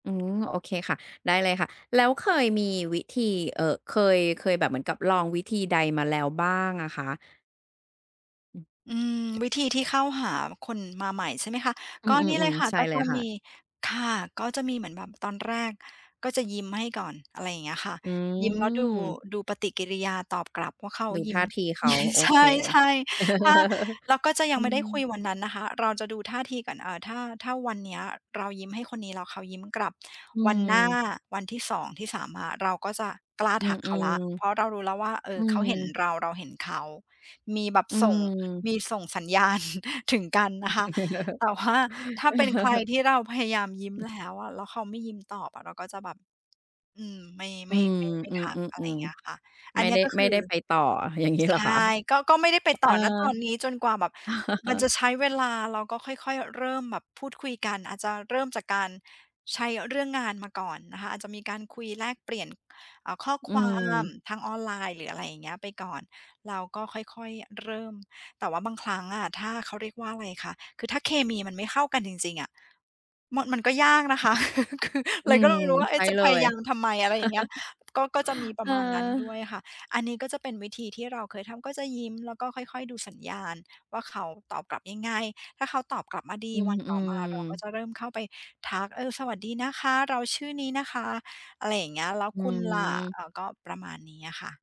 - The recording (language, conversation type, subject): Thai, advice, ทำอย่างไรถึงจะทำความรู้จักคนใหม่ได้อย่างมั่นใจ?
- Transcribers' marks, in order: other background noise; chuckle; chuckle; laughing while speaking: "ญาณ"; chuckle; tapping; laughing while speaking: "อย่างงี้"; chuckle; laugh; laughing while speaking: "คือ"; chuckle